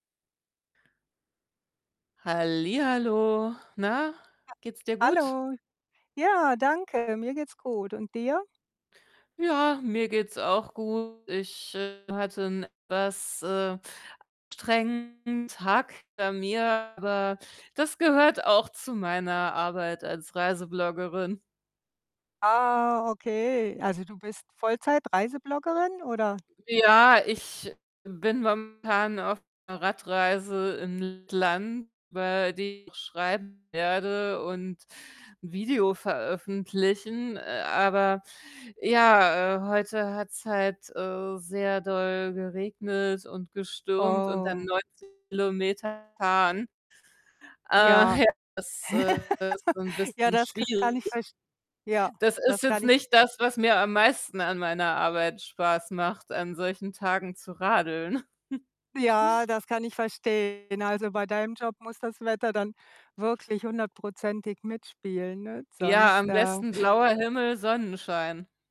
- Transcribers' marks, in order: other background noise; unintelligible speech; distorted speech; drawn out: "Oh"; snort; laugh; chuckle
- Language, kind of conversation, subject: German, unstructured, Was macht dir an deiner Arbeit am meisten Spaß?